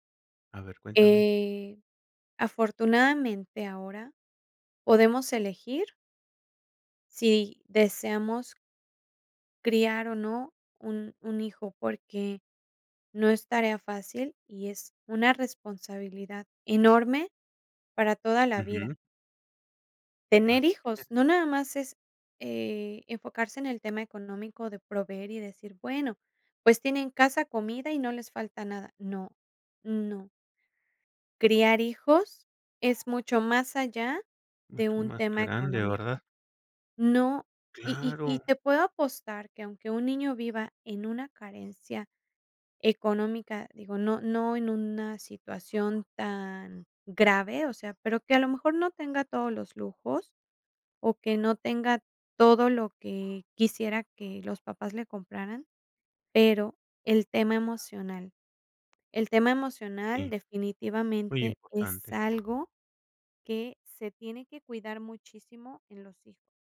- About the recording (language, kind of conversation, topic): Spanish, podcast, ¿Qué te impulsa a decidir tener hijos o no tenerlos?
- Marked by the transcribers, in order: drawn out: "Eh"